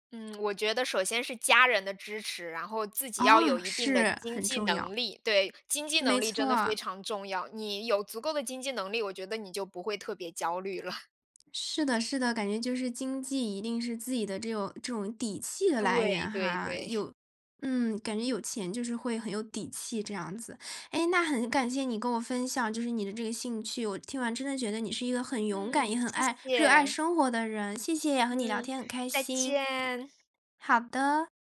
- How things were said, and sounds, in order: other background noise; laughing while speaking: "虑了"
- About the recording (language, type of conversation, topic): Chinese, podcast, 你是在什么时候决定追随自己的兴趣的？